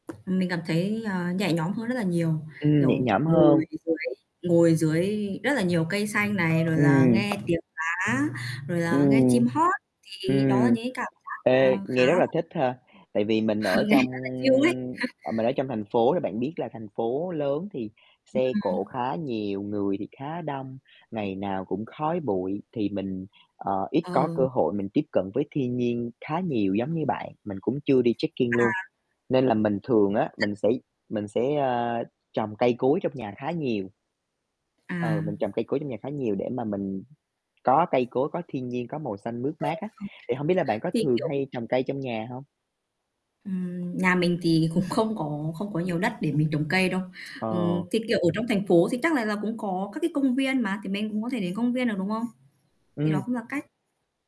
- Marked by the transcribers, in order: tapping; static; other street noise; distorted speech; other background noise; chuckle; in English: "chill"; chuckle; in English: "trekking"; alarm; unintelligible speech; laughing while speaking: "cũng"
- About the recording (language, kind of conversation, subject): Vietnamese, unstructured, Bạn có thấy thiên nhiên giúp bạn giảm căng thẳng không?
- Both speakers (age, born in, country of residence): 25-29, Vietnam, Vietnam; 25-29, Vietnam, Vietnam